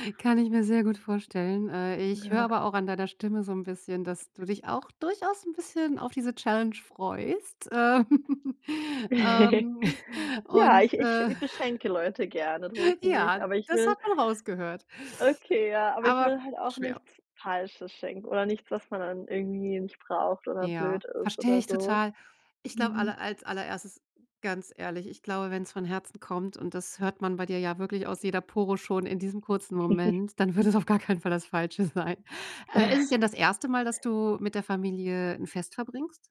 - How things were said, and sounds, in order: other background noise; giggle; laughing while speaking: "Ähm. ähm"; giggle; giggle; laughing while speaking: "dann wird es auf gar keinen Fall das Falsche sein"; chuckle
- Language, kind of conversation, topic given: German, advice, Wie finde ich leichter passende Geschenke für Freunde und Familie?